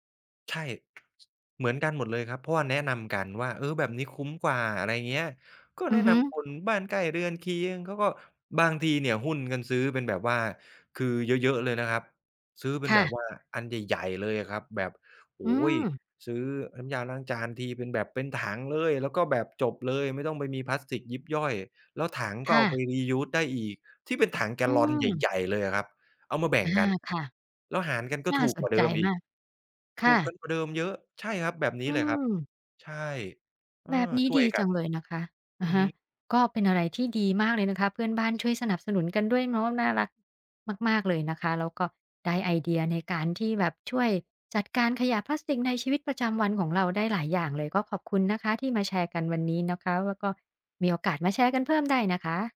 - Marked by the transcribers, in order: tapping
- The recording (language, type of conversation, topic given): Thai, podcast, คุณคิดอย่างไรเกี่ยวกับขยะพลาสติกในชีวิตประจำวันของเรา?